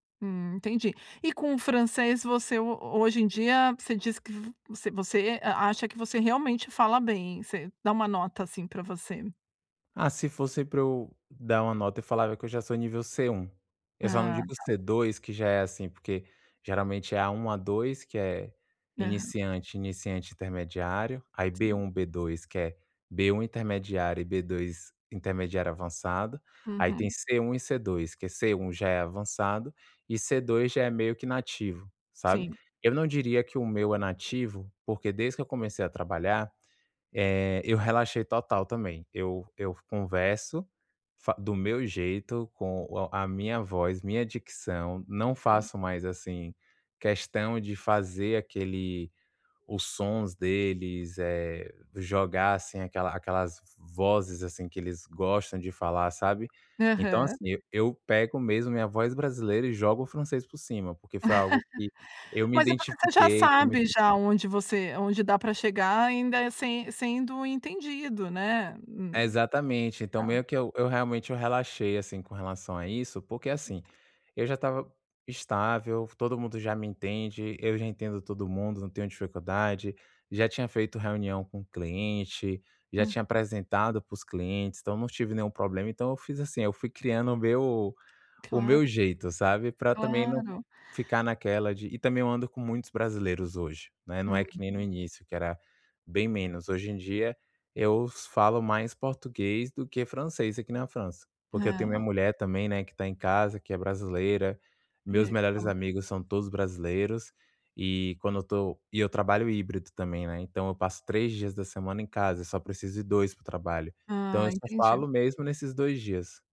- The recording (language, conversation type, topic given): Portuguese, advice, Como posso manter a confiança em mim mesmo apesar dos erros no trabalho ou na escola?
- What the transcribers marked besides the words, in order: unintelligible speech; laugh; other background noise; tapping